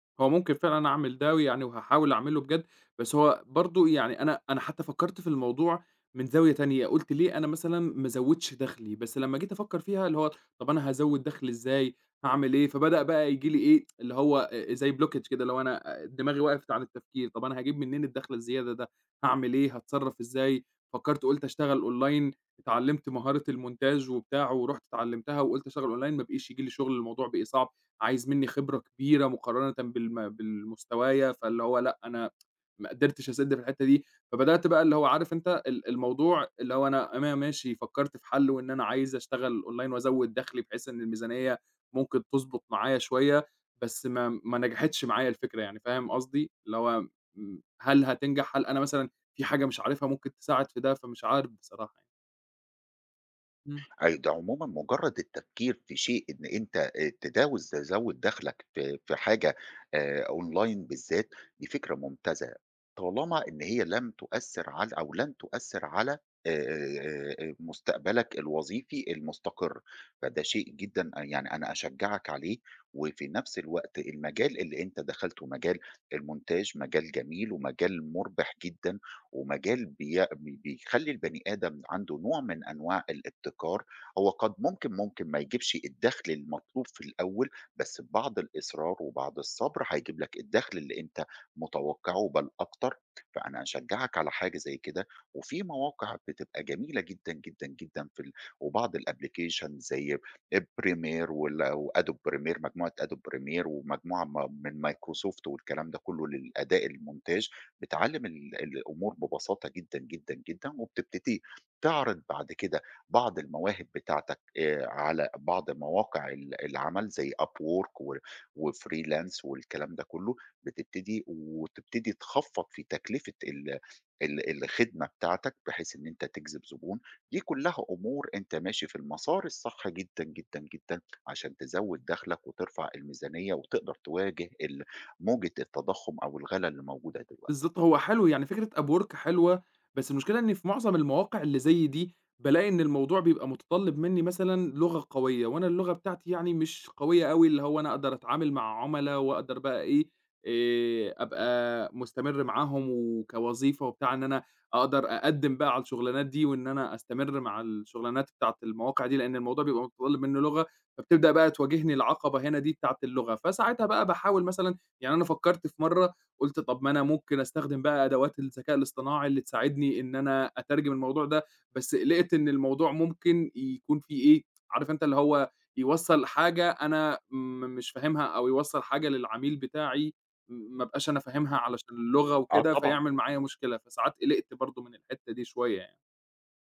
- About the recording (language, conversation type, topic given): Arabic, advice, إزاي ألتزم بالميزانية الشهرية من غير ما أغلط؟
- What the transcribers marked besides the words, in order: tapping; in English: "blockage"; in English: "أونلاين"; in English: "المونتاج"; in English: "أونلاين"; in English: "أونلاين"; in English: "أونلاين"; in English: "المونتاج"; in English: "الأبلكيشن"; in English: "المونتاج"